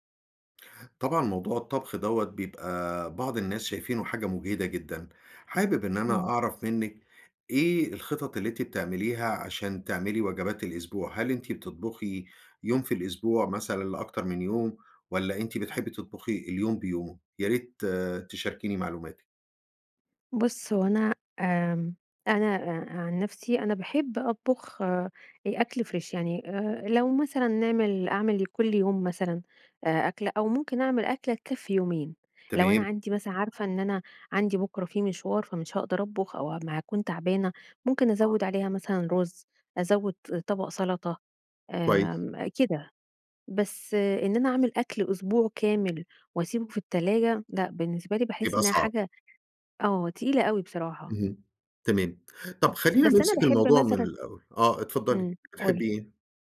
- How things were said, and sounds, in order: in English: "Fresh"; tapping; other background noise
- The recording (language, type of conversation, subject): Arabic, podcast, إزاي تخطط لوجبات الأسبوع بطريقة سهلة؟